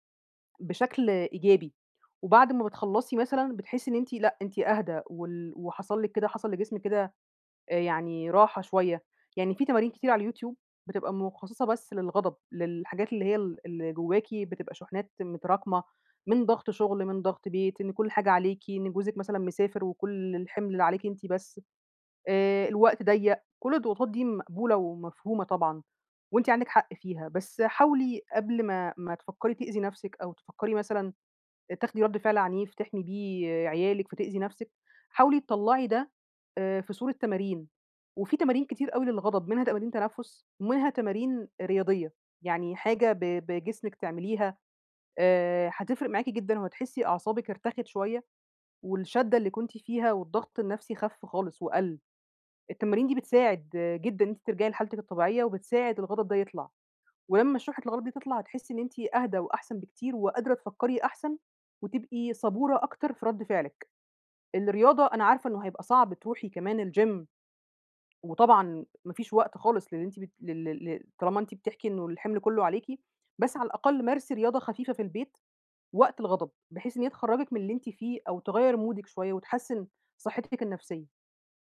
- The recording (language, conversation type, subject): Arabic, advice, ازاي نوبات الغضب اللي بتطلع مني من غير تفكير بتبوّظ علاقتي بالناس؟
- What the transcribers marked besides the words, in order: other noise; other background noise; in English: "الGym"; tapping; in English: "مودِك"